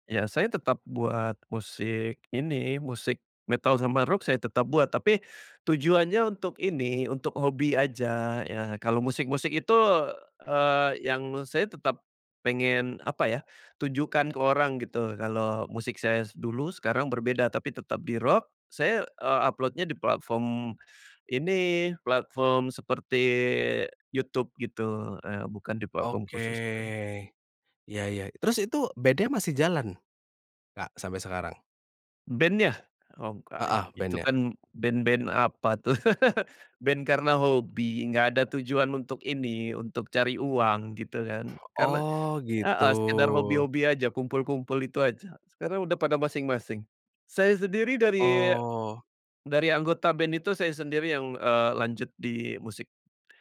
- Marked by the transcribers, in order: drawn out: "seperti"; drawn out: "Oke"
- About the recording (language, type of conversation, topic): Indonesian, podcast, Bagaimana kamu memilih platform untuk membagikan karya?